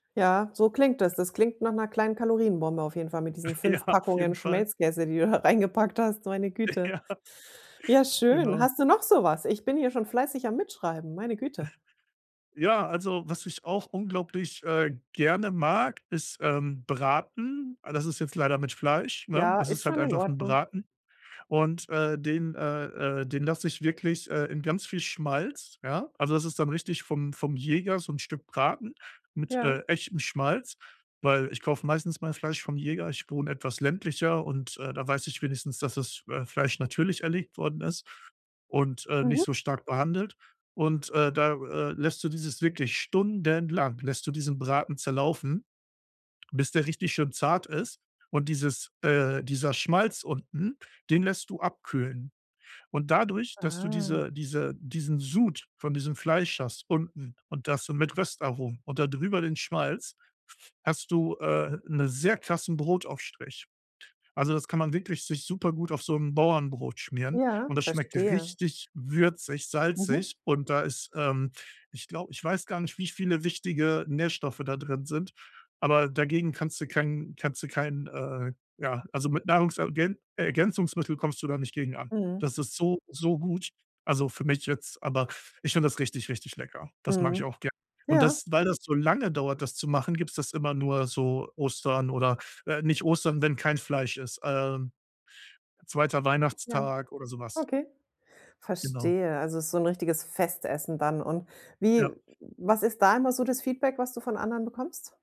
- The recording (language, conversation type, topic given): German, podcast, Welches Festessen kommt bei deinen Gästen immer gut an?
- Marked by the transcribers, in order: tapping; laughing while speaking: "Ja"; laughing while speaking: "Ja"; snort; stressed: "stundenlang"; stressed: "richtig"; other background noise